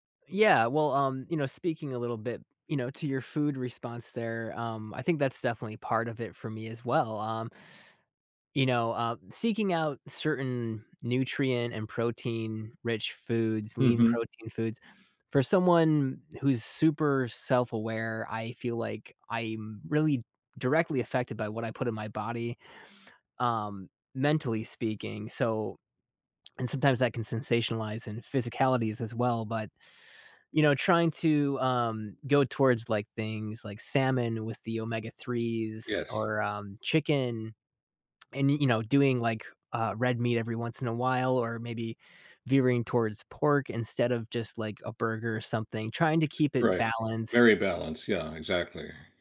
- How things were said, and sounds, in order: inhale; other background noise; lip smack; inhale; lip smack
- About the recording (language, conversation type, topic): English, unstructured, What did you never expect to enjoy doing every day?